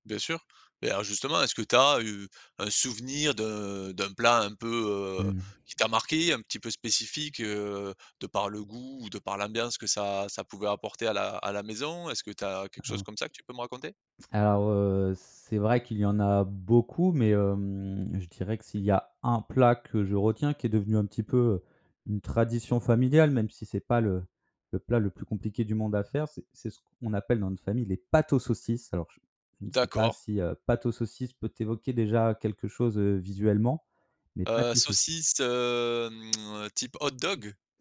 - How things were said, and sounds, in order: tapping; tsk
- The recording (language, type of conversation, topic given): French, podcast, Comment la nourriture raconte-t-elle ton histoire familiale ?